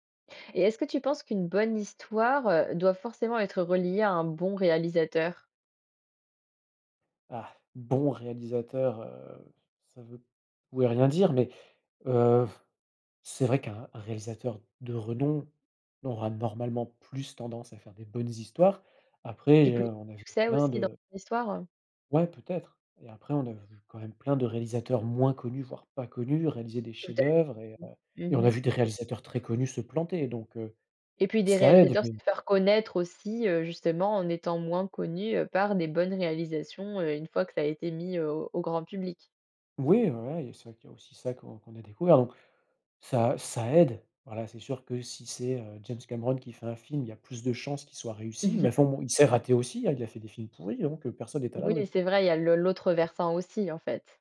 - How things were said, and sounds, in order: other background noise; chuckle; tapping
- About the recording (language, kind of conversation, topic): French, podcast, Qu’est-ce qui fait, selon toi, une bonne histoire au cinéma ?